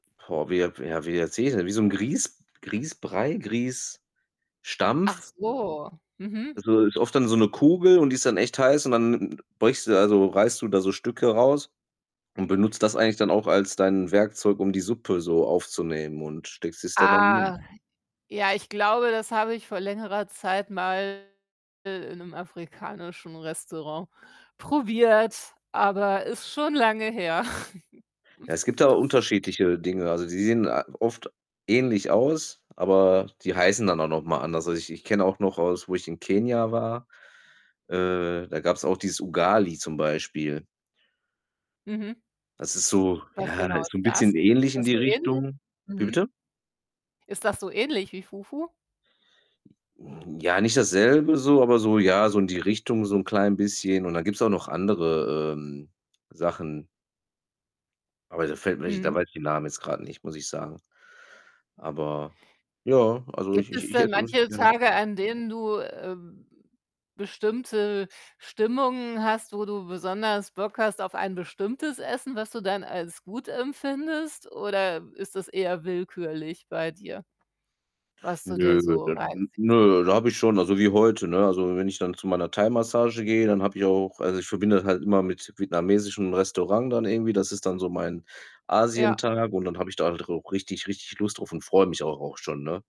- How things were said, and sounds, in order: distorted speech; snort; tapping; unintelligible speech; unintelligible speech
- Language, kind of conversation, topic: German, unstructured, Was bedeutet für dich gutes Essen?